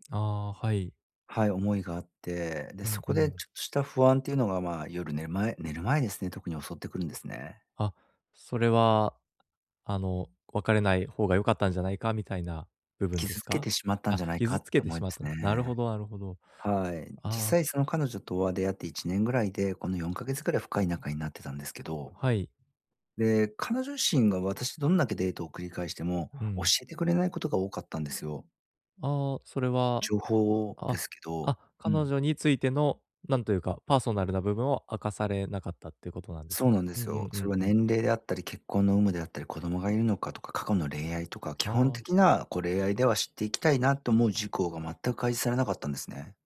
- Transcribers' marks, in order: none
- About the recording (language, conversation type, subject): Japanese, advice, どうすれば自分を責めずに心を楽にできますか？